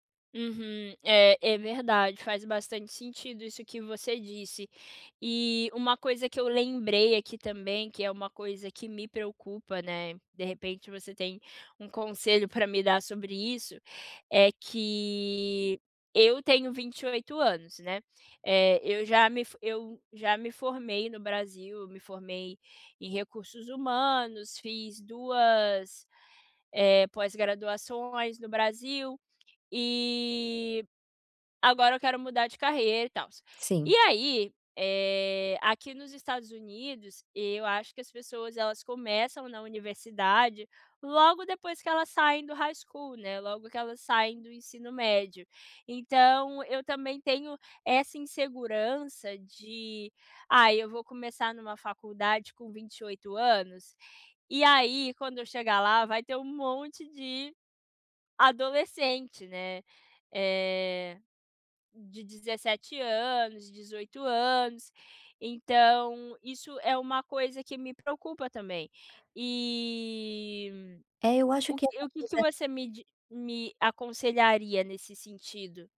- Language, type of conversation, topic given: Portuguese, advice, Como posso retomar projetos que deixei incompletos?
- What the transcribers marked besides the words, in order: tapping; in English: "High School"